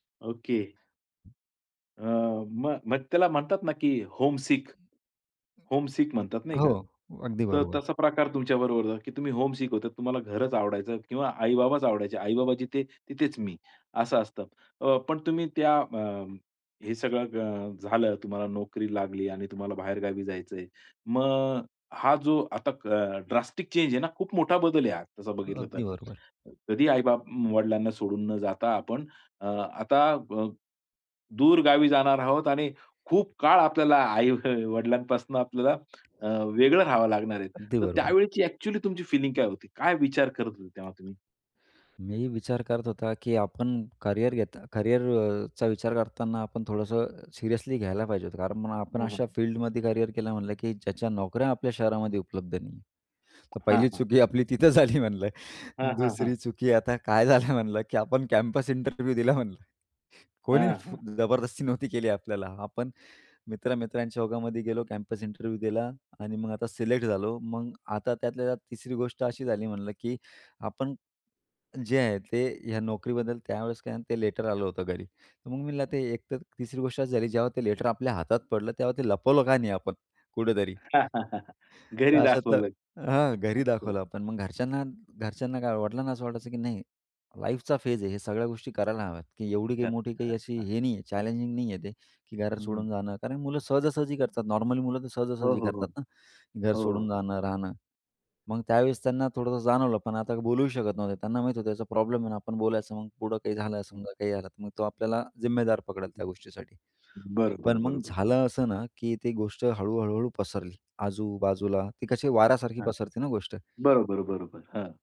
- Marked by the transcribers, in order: other noise; other background noise; in English: "होमसिक. होमसिक"; tapping; in English: "होमसिक"; in English: "ड्रास्टिक चेंज"; laughing while speaking: "वडिलांपासून आपल्याला"; tongue click; laughing while speaking: "तिथं झाली म्हणलं"; laughing while speaking: "झालं म्हणलं?"; in English: "कॅम्पस इंटरव्ह्यू"; laughing while speaking: "म्हणलं"; in English: "कॅम्पस इंटरव्ह्यू"; in English: "लेटर"; in English: "लेटर"; laugh; in English: "लाईफचा फेज"; in English: "चॅलेंजिंग"
- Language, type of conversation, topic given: Marathi, podcast, तुमच्या आयुष्यातला सर्वात मोठा बदल कधी आणि कसा झाला?